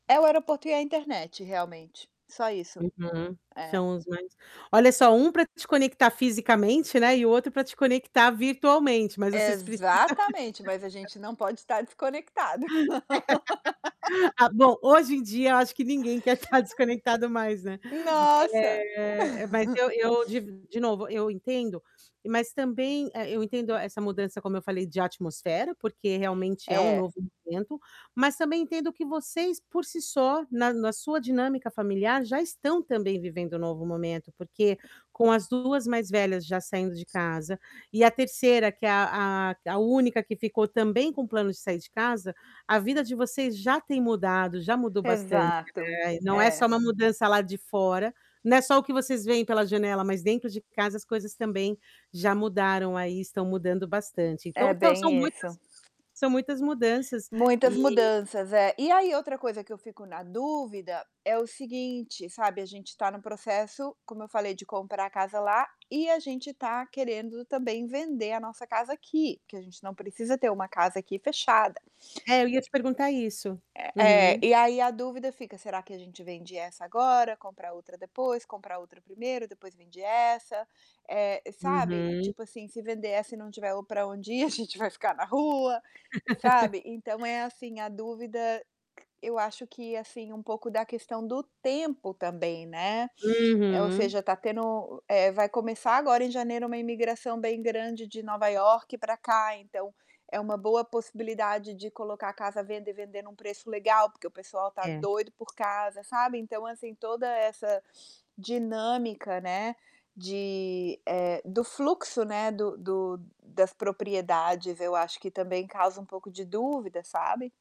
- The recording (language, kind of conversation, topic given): Portuguese, advice, Como posso saber se devo confiar na minha própria decisão em uma escolha importante agora?
- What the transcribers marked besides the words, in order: distorted speech; tapping; laugh; laugh; drawn out: "eh"; chuckle; static; laugh; sniff; sniff